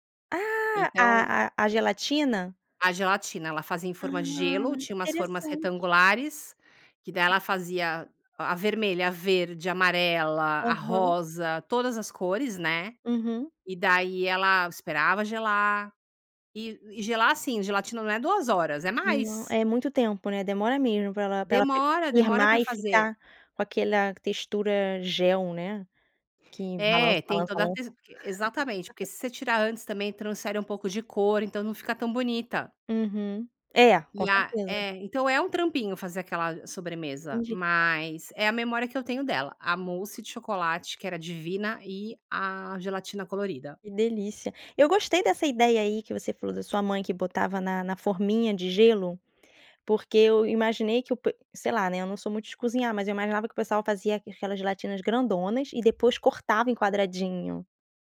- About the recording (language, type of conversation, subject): Portuguese, podcast, Que prato dos seus avós você ainda prepara?
- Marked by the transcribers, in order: other background noise; laugh